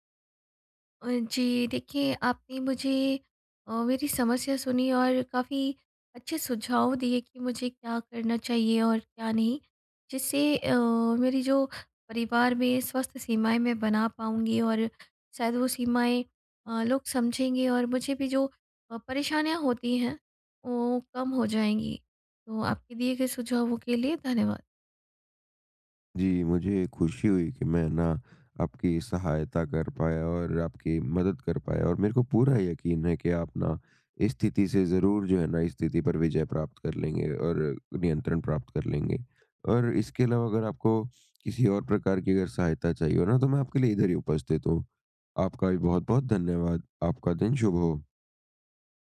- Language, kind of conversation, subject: Hindi, advice, परिवार में स्वस्थ सीमाएँ कैसे तय करूँ और बनाए रखूँ?
- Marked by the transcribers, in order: tapping; other background noise